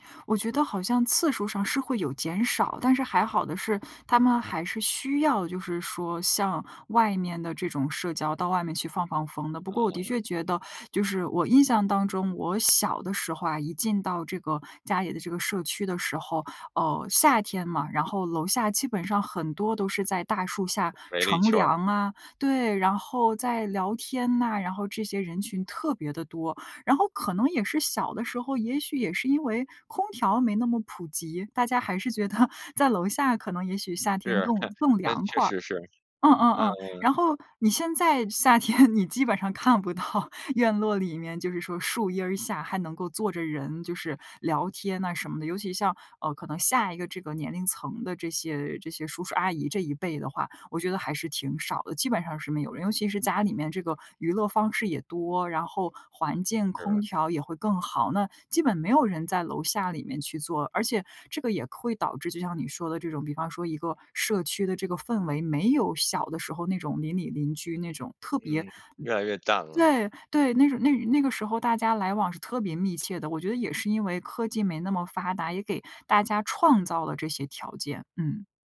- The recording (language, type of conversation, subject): Chinese, podcast, 现代科技是如何影响你们的传统习俗的？
- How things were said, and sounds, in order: other background noise; stressed: "特别"; joyful: "大家还是觉得"; laugh; laugh; joyful: "哎，确实是，嗯"; laughing while speaking: "夏天你基本上看不到院落"; other noise